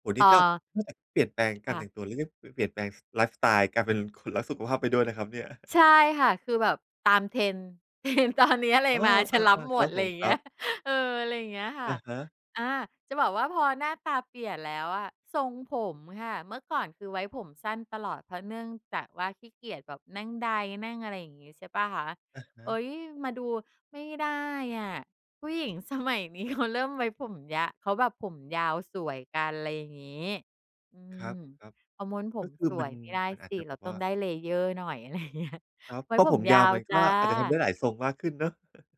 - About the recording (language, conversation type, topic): Thai, podcast, จะผสมเทรนด์กับเอกลักษณ์ส่วนตัวยังไงให้ลงตัว?
- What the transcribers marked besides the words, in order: chuckle; laughing while speaking: "Trend"; chuckle; laughing while speaking: "สมัยนี้เขา"; in English: "layer"; laughing while speaking: "ไรอย่างเงี้ย"; chuckle